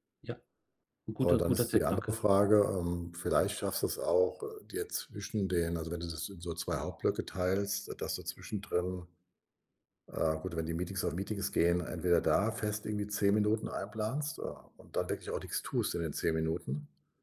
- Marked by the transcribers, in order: stressed: "da"
- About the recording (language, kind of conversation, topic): German, advice, Woran merke ich, dass ich wirklich eine Pause brauche?